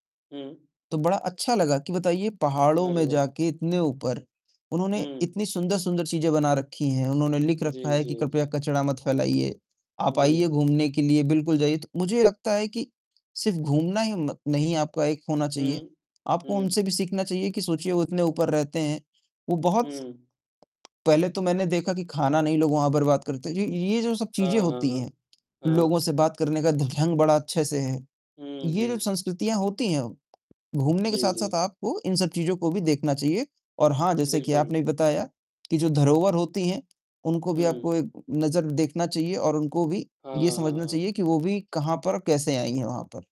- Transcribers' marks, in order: distorted speech; other background noise; tapping
- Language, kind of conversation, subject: Hindi, unstructured, यात्रा के दौरान स्थानीय संस्कृति को जानना क्यों ज़रूरी है?